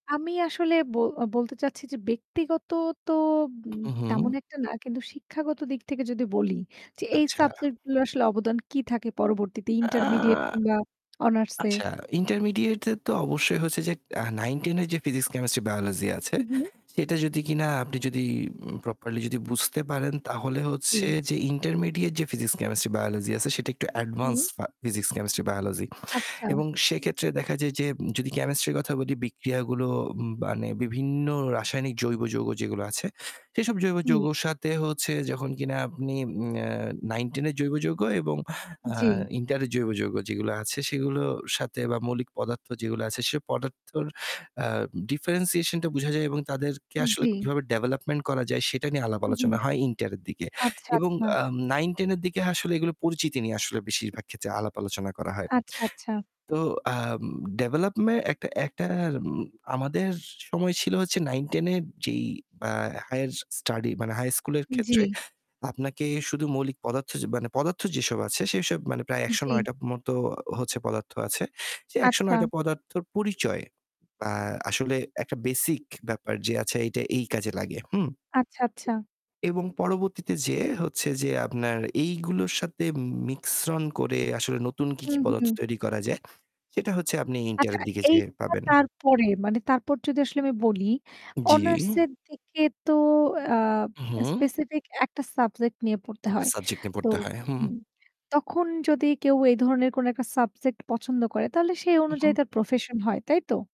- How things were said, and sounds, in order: static; other background noise; lip smack; in English: "প্রপারলি"; in English: "অ্যাডভান্স"; in English: "ডিফারেনশিয়েশন"; in English: "ডেভেলপমেন্ট"; in English: "ডেভেলপমেন্ট"; in English: "হাইয়ার স্টাডি"; "মিশ্রন" said as "মিকশ্রন"; in English: "স্পেসিফিক"; in English: "প্রফেশন"
- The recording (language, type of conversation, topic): Bengali, unstructured, শিক্ষাব্যবস্থা কি সত্যিই ছাত্রদের জন্য উপযোগী?